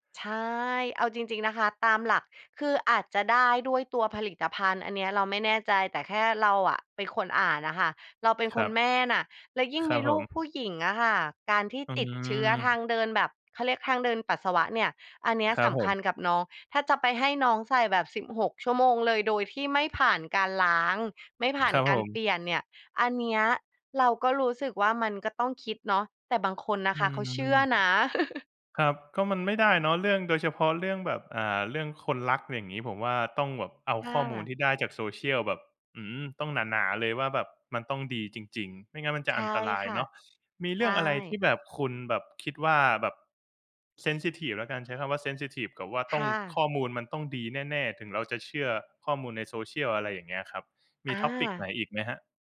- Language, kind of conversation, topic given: Thai, podcast, เรื่องเล่าบนโซเชียลมีเดียส่งผลต่อความเชื่อของผู้คนอย่างไร?
- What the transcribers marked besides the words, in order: chuckle; in English: "topic"